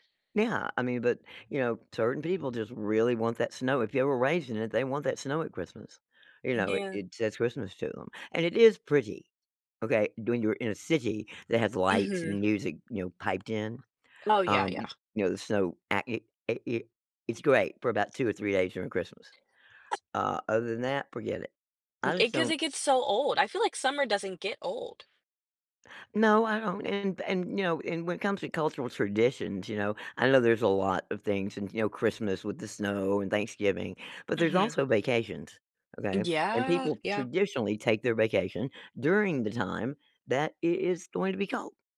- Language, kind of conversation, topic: English, unstructured, Which do you prefer, summer or winter?
- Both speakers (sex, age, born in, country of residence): female, 20-24, United States, United States; female, 65-69, United States, United States
- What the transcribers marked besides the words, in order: other background noise